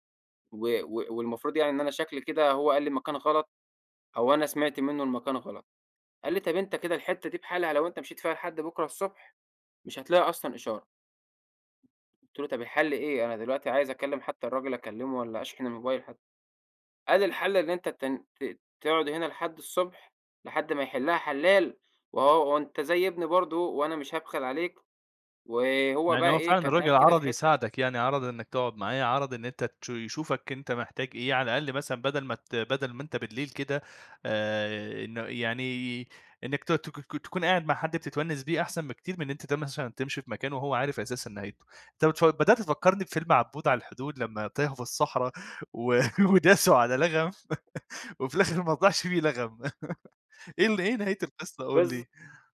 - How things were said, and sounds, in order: unintelligible speech; laugh; laughing while speaking: "وداسوا على لغم"; tapping; laugh
- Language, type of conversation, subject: Arabic, podcast, بتعمل إيه أول ما الإشارة بتضيع أو بتقطع؟